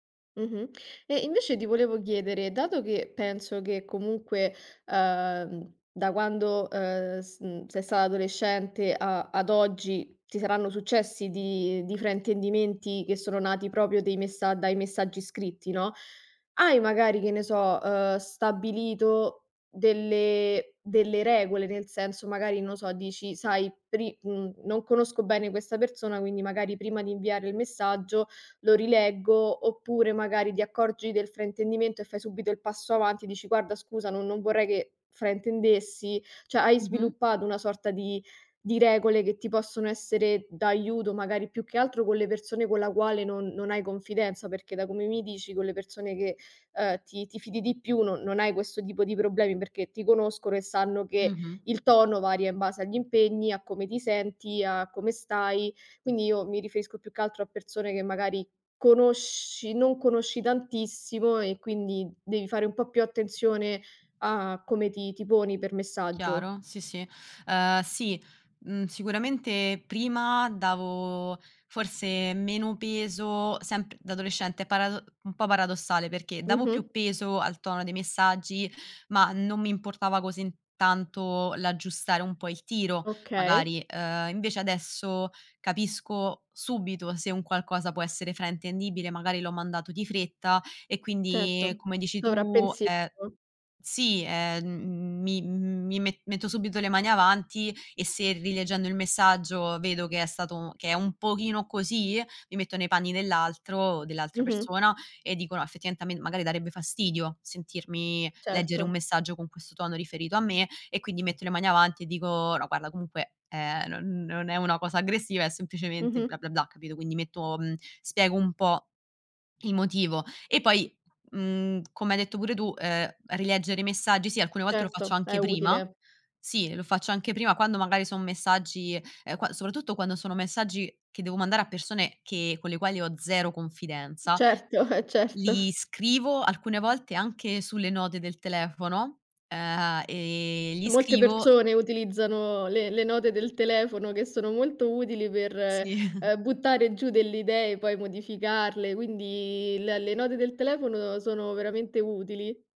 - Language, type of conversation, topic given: Italian, podcast, Come affronti fraintendimenti nati dai messaggi scritti?
- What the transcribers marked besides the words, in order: "proprio" said as "propio"; "Cioè" said as "ceh"; tapping; other background noise; laughing while speaking: "eh"; chuckle